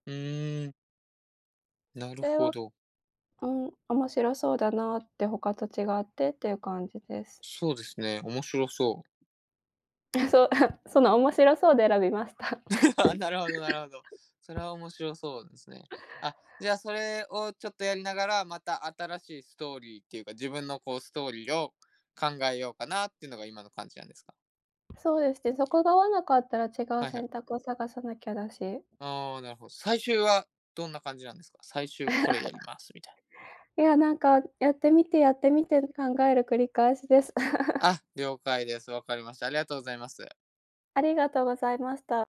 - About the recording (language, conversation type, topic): Japanese, unstructured, 将来、挑戦してみたいことはありますか？
- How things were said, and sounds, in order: chuckle; laugh; tapping; other background noise; chuckle; laugh